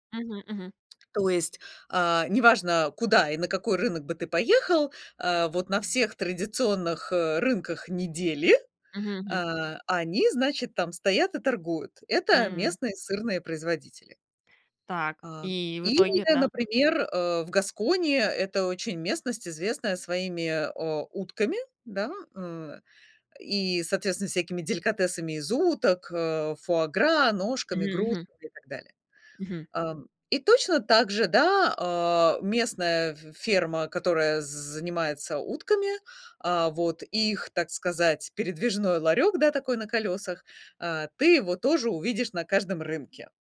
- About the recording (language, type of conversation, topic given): Russian, podcast, Пользуетесь ли вы фермерскими рынками и что вы в них цените?
- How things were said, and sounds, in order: tapping